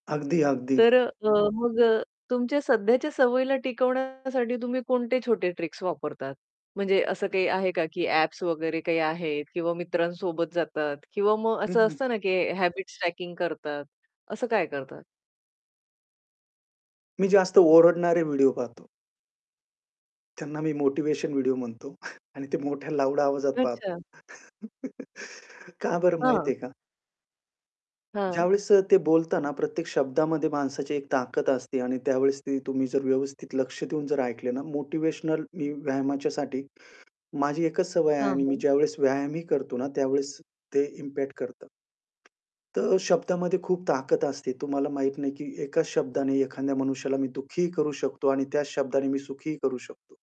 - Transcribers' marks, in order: tapping; background speech; distorted speech; in English: "ट्रिक्स"; chuckle; laugh; other background noise; in English: "इम्पॅक्ट"
- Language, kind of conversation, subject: Marathi, podcast, नियमित व्यायाम करण्याची सवय तुम्हाला कशी लागली?